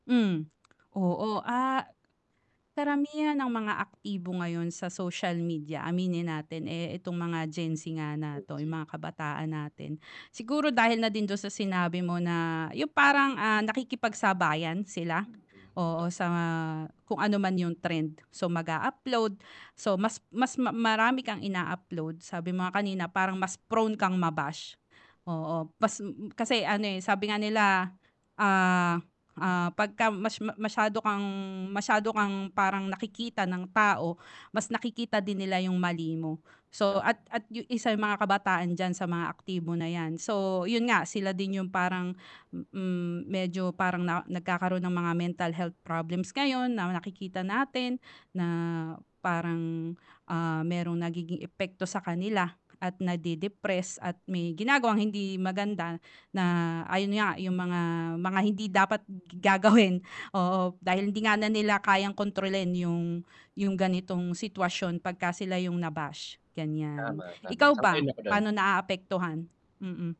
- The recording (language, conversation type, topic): Filipino, unstructured, Ano ang masasabi mo tungkol sa cyberbullying na dulot ng teknolohiya?
- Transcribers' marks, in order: static; tapping